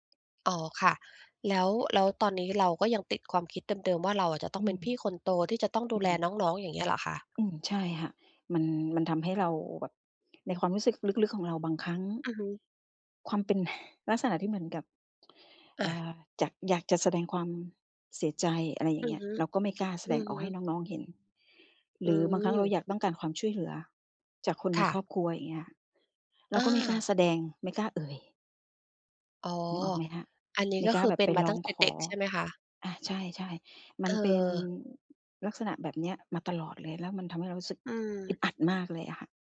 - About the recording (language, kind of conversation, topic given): Thai, advice, ฉันจะเริ่มเปลี่ยนกรอบความคิดที่จำกัดตัวเองได้อย่างไร?
- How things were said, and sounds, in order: tapping; sigh